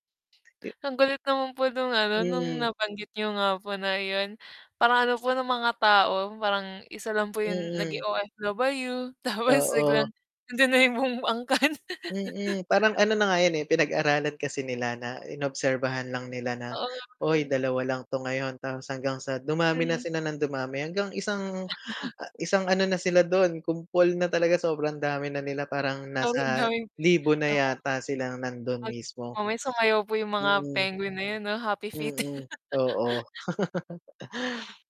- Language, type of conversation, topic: Filipino, unstructured, Ano ang nararamdaman mo kapag nalalaman mong nauubos ang mga hayop sa kagubatan?
- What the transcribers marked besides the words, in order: distorted speech; chuckle; laughing while speaking: "buong angkan"; chuckle; chuckle; other background noise; static; chuckle